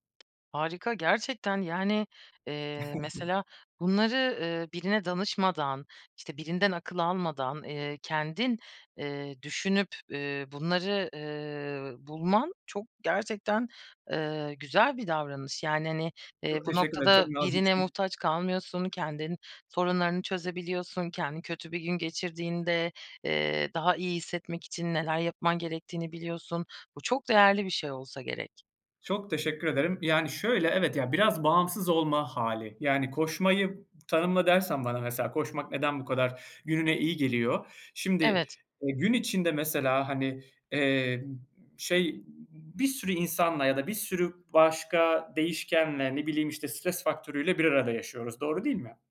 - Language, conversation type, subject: Turkish, podcast, Kötü bir gün geçirdiğinde kendini toparlama taktiklerin neler?
- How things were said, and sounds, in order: tapping; chuckle